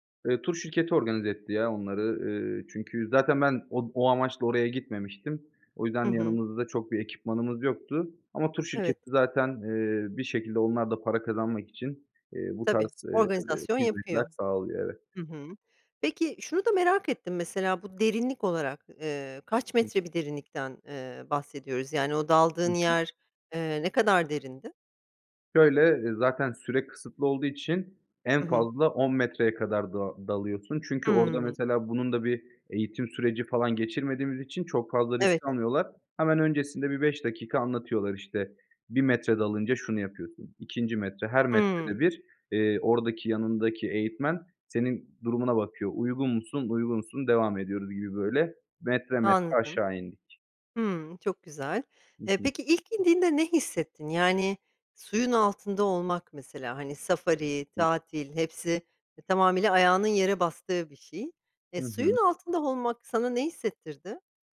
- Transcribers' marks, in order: other background noise; other noise; tapping
- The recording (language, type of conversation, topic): Turkish, podcast, Bana unutamadığın bir deneyimini anlatır mısın?